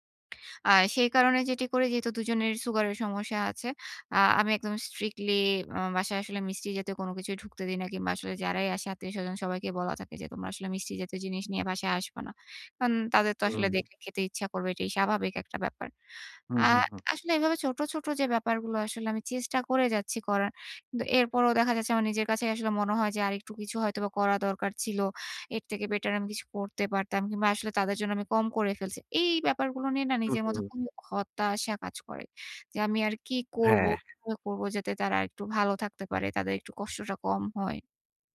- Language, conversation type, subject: Bengali, advice, মা-বাবার বয়স বাড়লে তাদের দেখাশোনা নিয়ে আপনি কীভাবে ভাবছেন?
- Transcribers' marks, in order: in English: "স্ট্রিক্টলি"; alarm